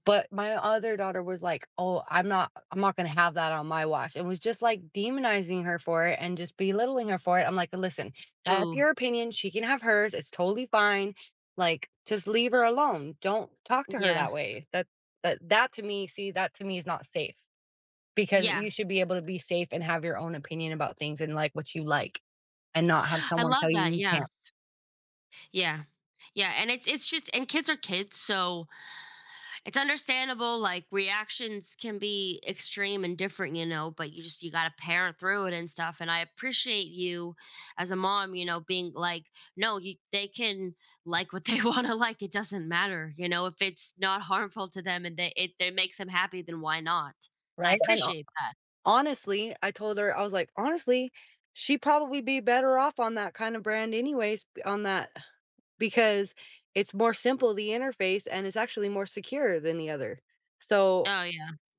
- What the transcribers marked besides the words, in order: tapping; gasp; laughing while speaking: "what they wanna like"; sigh
- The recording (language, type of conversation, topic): English, unstructured, How can you persuade someone without making them feel attacked?
- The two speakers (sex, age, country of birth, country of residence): female, 30-34, United States, United States; female, 35-39, United States, United States